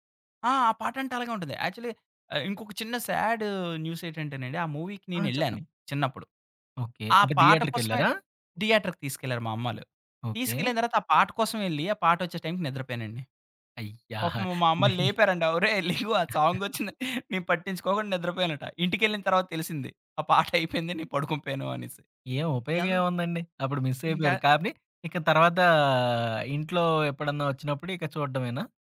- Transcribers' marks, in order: in English: "యాక్చువల్లీ"; in English: "మూవీకి"; in English: "థియేటర్‌కెళ్లారా?"; in English: "థియేటర్‌కి"; chuckle; laughing while speaking: "ఒరేయ్! లెగు ఆ సాంగొచ్చింది"; giggle; laughing while speaking: "ఆ పాటైపోయింది నేను పడుకునిపోయాను అనేసి"
- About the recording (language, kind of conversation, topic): Telugu, podcast, మీ జీవితాన్ని ప్రతినిధ్యం చేసే నాలుగు పాటలను ఎంచుకోవాలంటే, మీరు ఏ పాటలను ఎంచుకుంటారు?